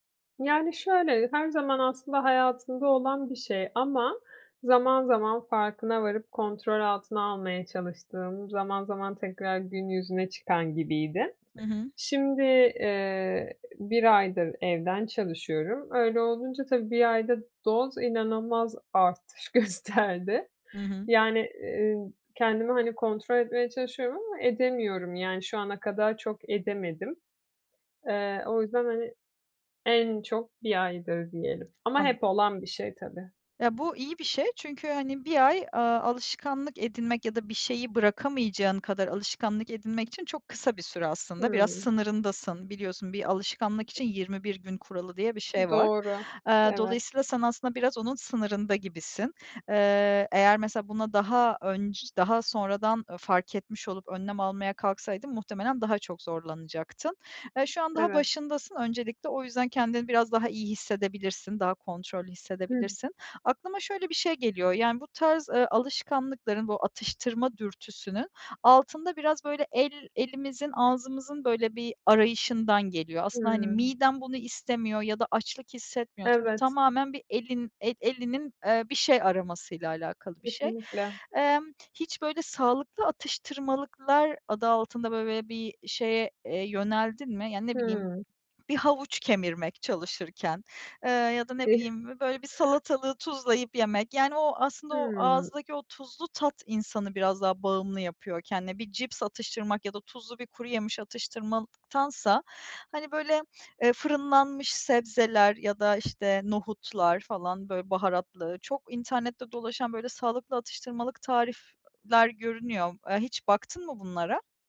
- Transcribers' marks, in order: laughing while speaking: "gösterdi"; tapping; other background noise; unintelligible speech; drawn out: "Hımm"
- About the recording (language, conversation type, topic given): Turkish, advice, Günlük yaşamımda atıştırma dürtülerimi nasıl daha iyi kontrol edebilirim?